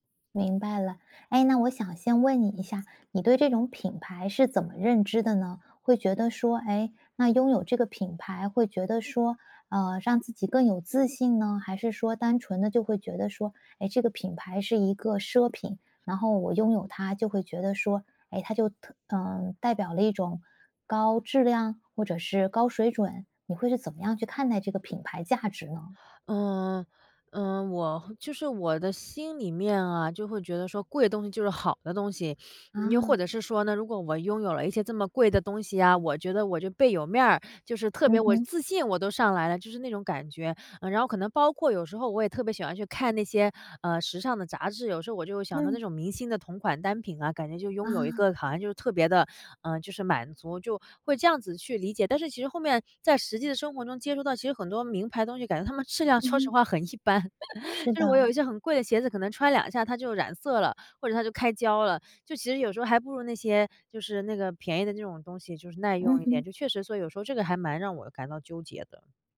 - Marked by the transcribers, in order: other background noise; tapping; other noise; laughing while speaking: "般"; chuckle
- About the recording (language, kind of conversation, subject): Chinese, advice, 如何更有效地避免冲动消费？